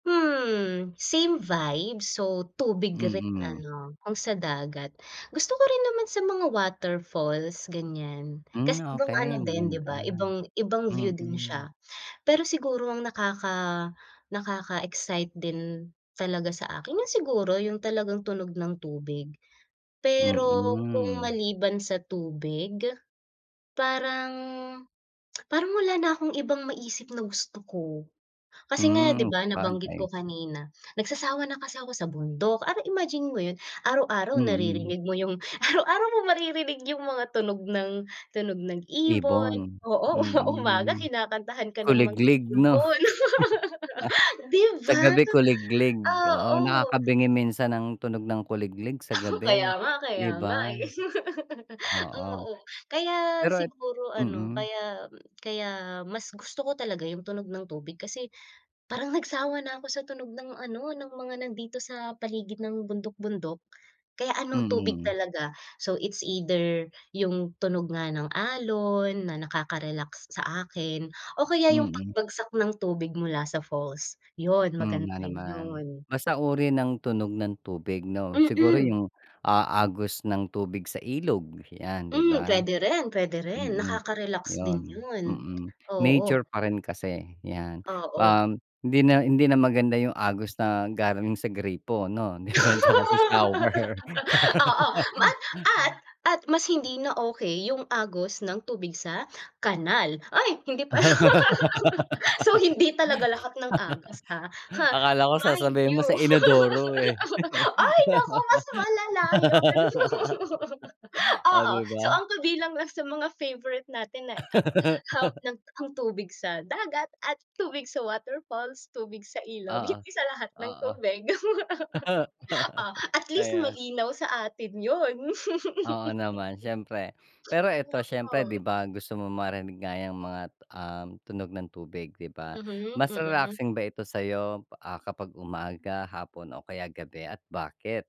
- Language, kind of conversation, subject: Filipino, podcast, Ano ang paborito mong tunog ng kalikasan, at bakit mo ito gusto?
- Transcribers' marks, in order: in English: "vibe"; tongue click; tapping; gasp; wind; gasp; gasp; other background noise; laughing while speaking: "araw-araw mong maririnig"; gasp; chuckle; laughing while speaking: "Uma-umaga"; laugh; laughing while speaking: "Di ba? Oo"; laughing while speaking: "Kaya nga kaya nga, eh"; laugh; gasp; tongue click; gasp; in English: "so it's either"; gasp; laugh; joyful: "Oo. Mat at at mas … sa atin 'yon"; laughing while speaking: "di ba, at tsaka sa shower"; laugh; laugh; joyful: "Akala ko sasabihin mo sa inodoro, eh. O, di ba?"; in English: "mind you!"; laugh; laughing while speaking: "Ay, naku mas malala yon!"; laugh; laugh; laughing while speaking: "hindi sa lahat ng tubig. Oh, at least malinaw sa atin 'yon"; laugh; laugh; other noise; laugh; unintelligible speech